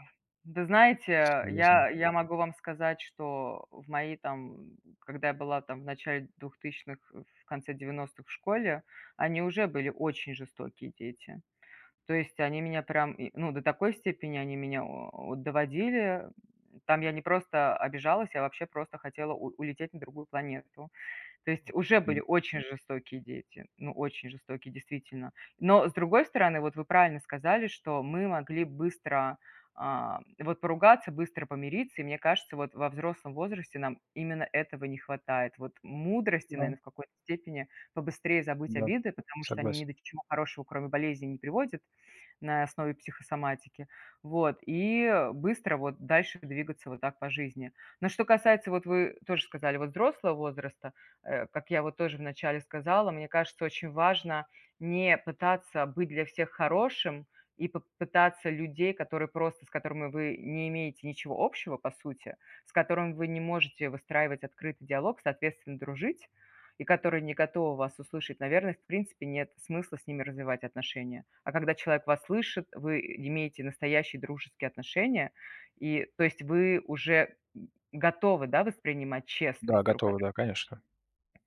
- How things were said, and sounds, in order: tapping; other background noise; unintelligible speech
- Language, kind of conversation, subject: Russian, unstructured, Как разрешать конфликты так, чтобы не обидеть друг друга?